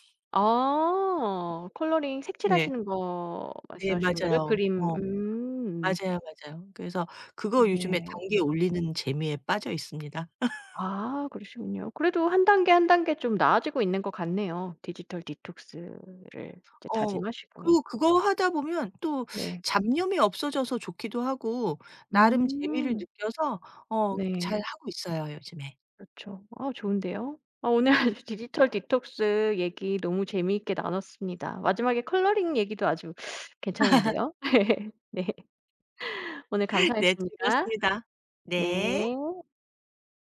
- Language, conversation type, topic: Korean, podcast, 디지털 디톡스는 어떻게 시작하면 좋을까요?
- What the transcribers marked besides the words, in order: tapping; laugh; teeth sucking; laughing while speaking: "오늘"; laugh; teeth sucking; laugh; laughing while speaking: "네"